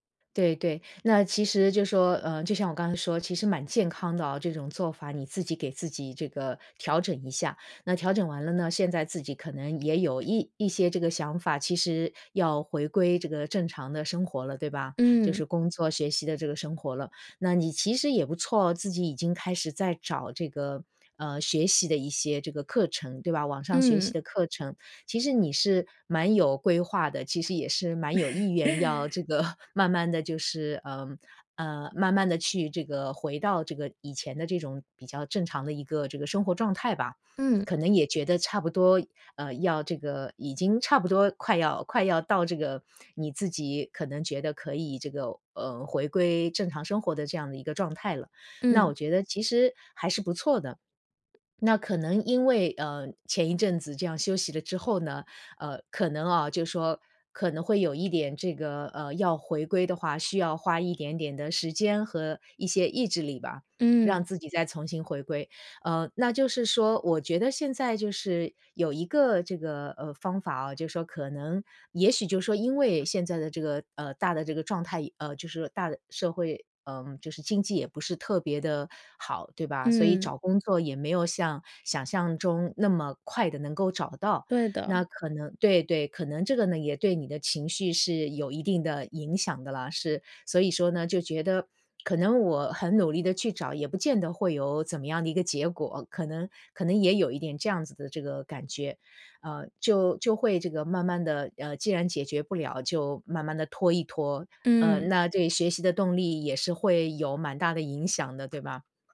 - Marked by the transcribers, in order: other background noise; laugh; laughing while speaking: "这个"
- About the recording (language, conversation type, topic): Chinese, advice, 我怎样分辨自己是真正需要休息，还是只是在拖延？